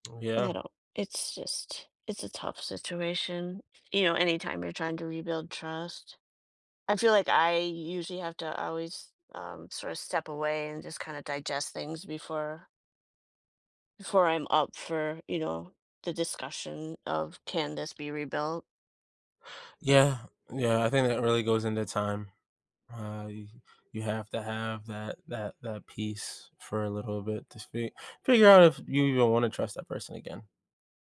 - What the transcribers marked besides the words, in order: other background noise
- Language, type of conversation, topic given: English, unstructured, What steps are most important when trying to rebuild trust in a relationship?
- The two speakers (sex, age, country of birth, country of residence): female, 50-54, United States, United States; male, 30-34, United States, United States